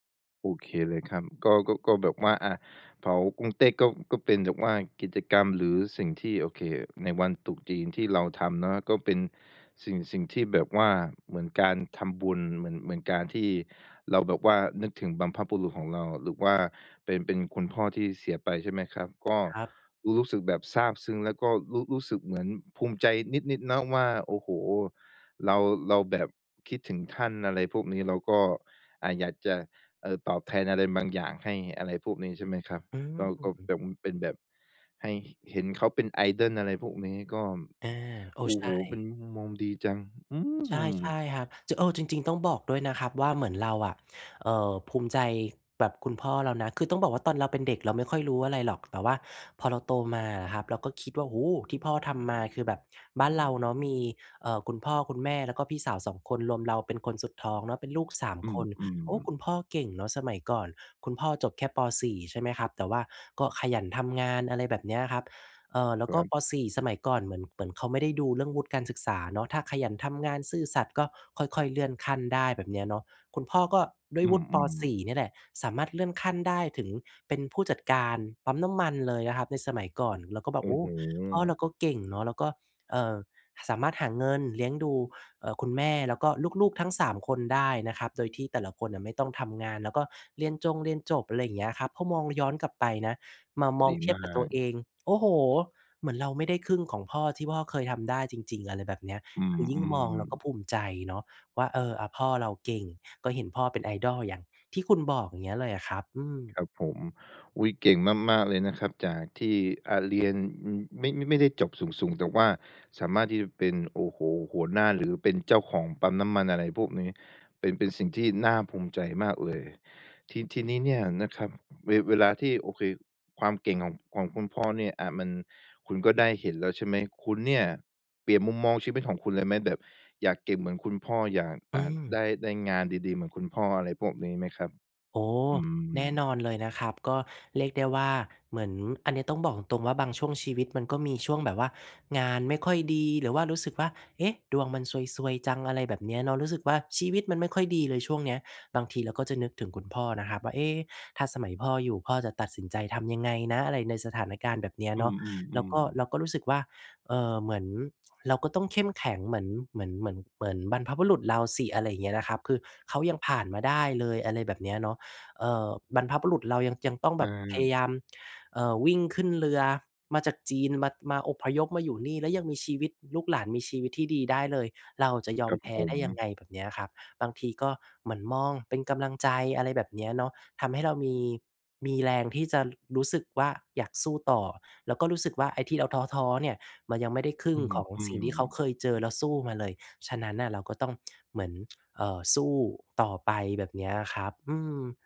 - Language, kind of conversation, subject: Thai, podcast, ประสบการณ์อะไรที่ทำให้คุณรู้สึกภูมิใจในรากเหง้าของตัวเอง?
- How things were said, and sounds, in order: tsk; other background noise